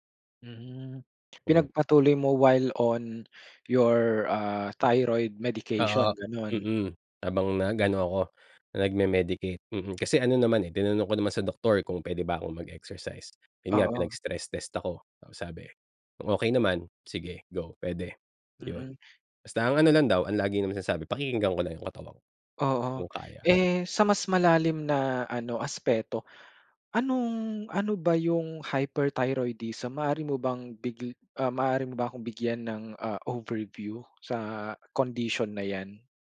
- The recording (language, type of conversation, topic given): Filipino, podcast, Anong simpleng gawi ang talagang nagbago ng buhay mo?
- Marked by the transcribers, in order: other noise